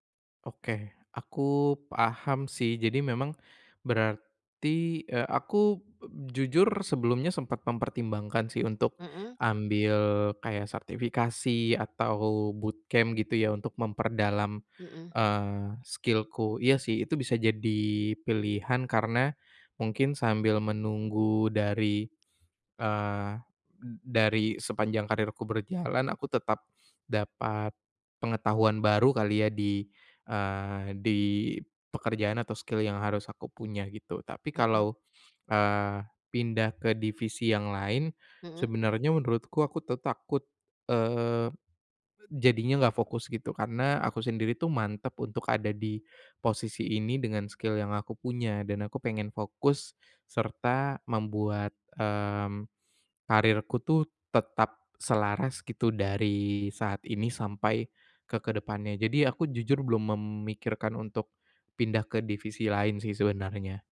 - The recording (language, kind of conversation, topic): Indonesian, advice, Bagaimana saya tahu apakah karier saya sedang mengalami stagnasi?
- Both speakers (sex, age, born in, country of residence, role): female, 50-54, Indonesia, Netherlands, advisor; male, 25-29, Indonesia, Indonesia, user
- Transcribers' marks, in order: in English: "bootcamp"; in English: "skill-ku"; in English: "skill"; in English: "skill"